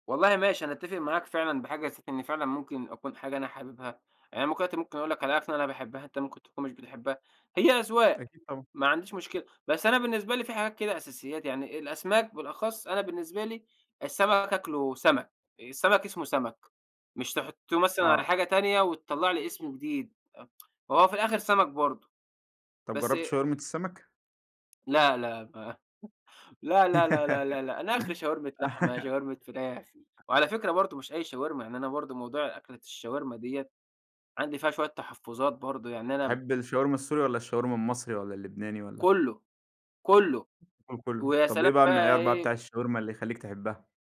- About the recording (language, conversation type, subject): Arabic, podcast, إيه اللي بيخلّيك تحب أكلة من أول لقمة؟
- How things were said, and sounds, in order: tapping; tsk; chuckle; laugh; other background noise